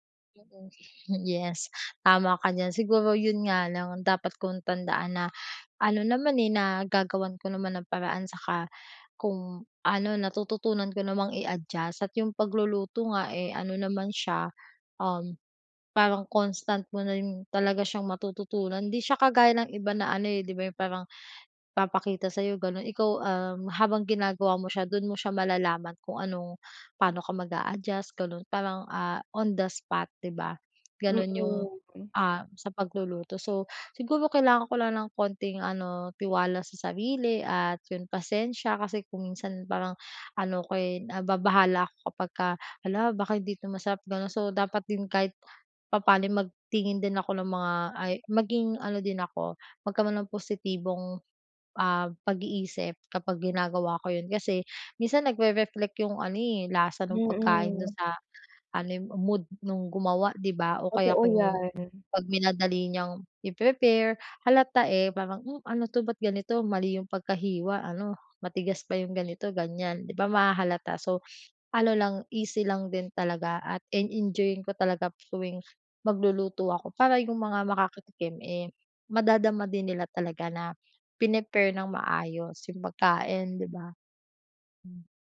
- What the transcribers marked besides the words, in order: other background noise; in English: "on the spot"
- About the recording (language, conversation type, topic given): Filipino, advice, Paano ako mas magiging kumpiyansa sa simpleng pagluluto araw-araw?